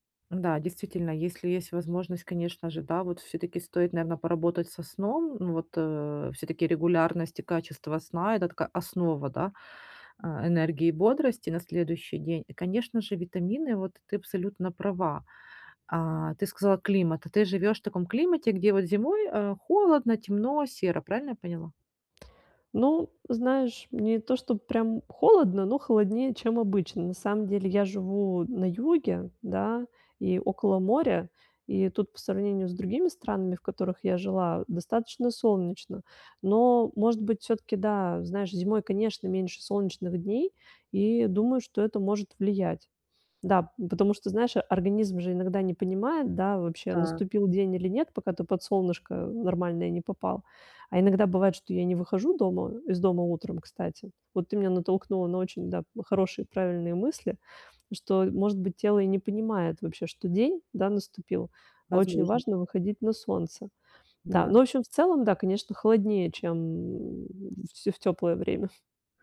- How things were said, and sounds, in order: none
- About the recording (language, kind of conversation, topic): Russian, advice, Как мне лучше сохранять концентрацию и бодрость в течение дня?